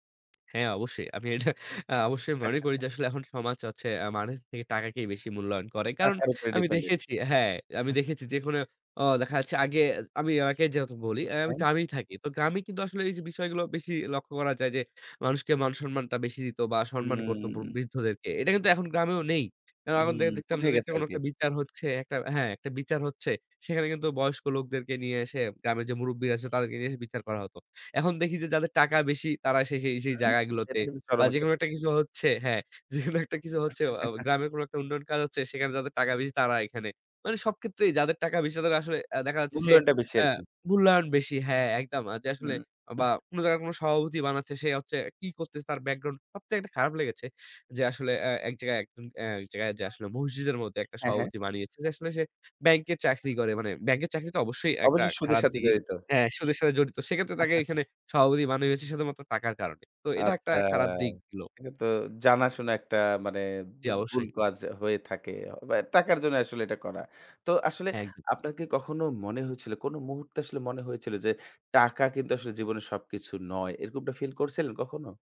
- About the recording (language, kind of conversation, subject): Bengali, podcast, টাকা আর জীবনের অর্থের মধ্যে আপনার কাছে কোনটি বেশি গুরুত্বপূর্ণ?
- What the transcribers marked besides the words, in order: other background noise; "এটা" said as "এঢা"; chuckle; "হচ্ছে" said as "অচ্চে"; in English: "dependent"; chuckle; unintelligible speech; horn; laughing while speaking: "যেকোনো একটা কিছু"; chuckle; "বানাচ্ছে" said as "বানাচ্চে"; "অবশ্যই" said as "অবশ্যি"; "সেক্ষেত্রে" said as "সেকেত্রে"; chuckle; "টাকার" said as "তাকার"